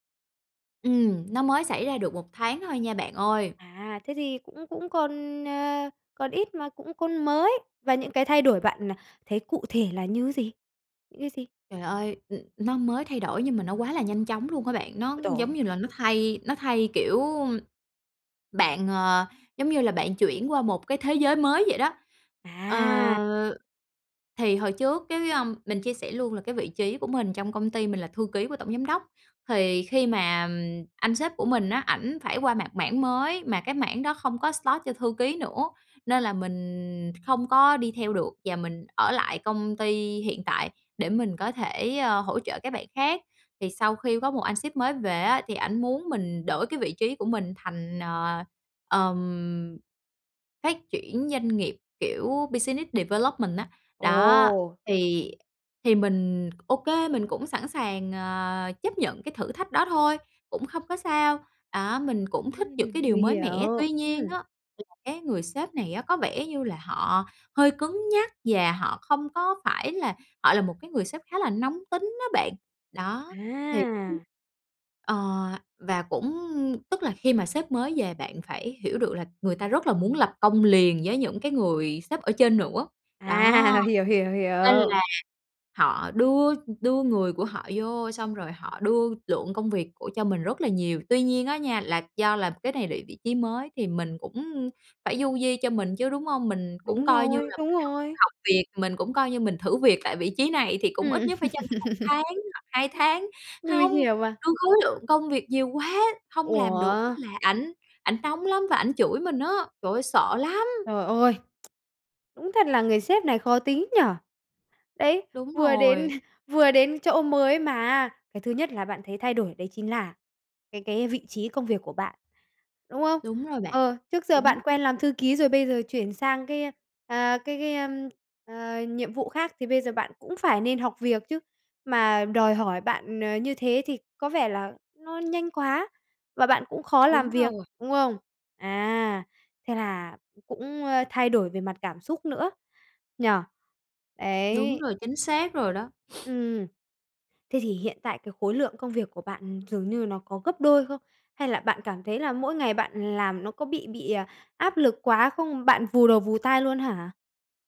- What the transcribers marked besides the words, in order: tapping; in English: "slot"; in English: "business development"; unintelligible speech; laugh; lip smack; chuckle; sniff
- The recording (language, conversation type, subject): Vietnamese, advice, Làm sao ứng phó khi công ty tái cấu trúc khiến đồng nghiệp nghỉ việc và môi trường làm việc thay đổi?